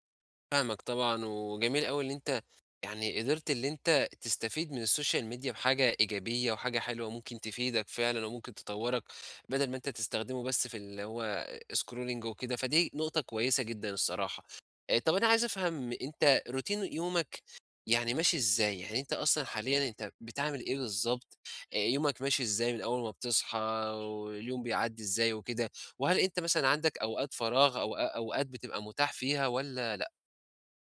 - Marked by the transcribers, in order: in English: "الSocial media"; in English: "scrolling"; in English: "Routine"; horn
- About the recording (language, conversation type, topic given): Arabic, advice, ازاي أحوّل هدف كبير لعادات بسيطة أقدر ألتزم بيها كل يوم؟